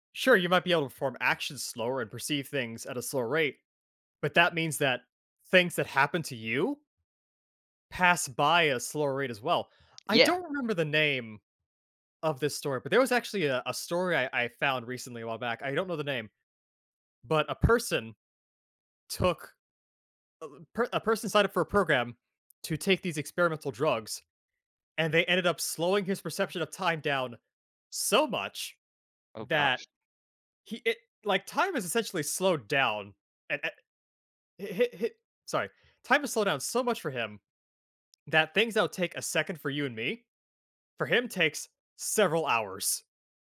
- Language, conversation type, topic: English, unstructured, How might our lives and relationships change if everyone experienced time in their own unique way?
- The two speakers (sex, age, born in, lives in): male, 20-24, United States, United States; male, 30-34, United States, United States
- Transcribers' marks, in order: tapping